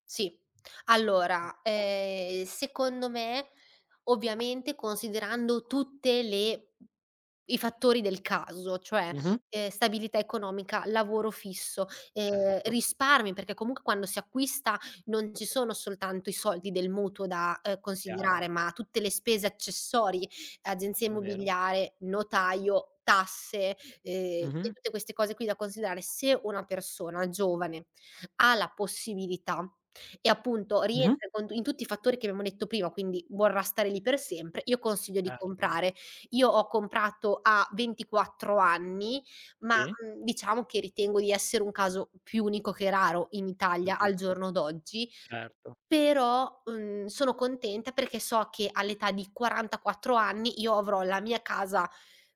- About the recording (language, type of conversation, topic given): Italian, podcast, Come scegliere tra comprare o affittare casa?
- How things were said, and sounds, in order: none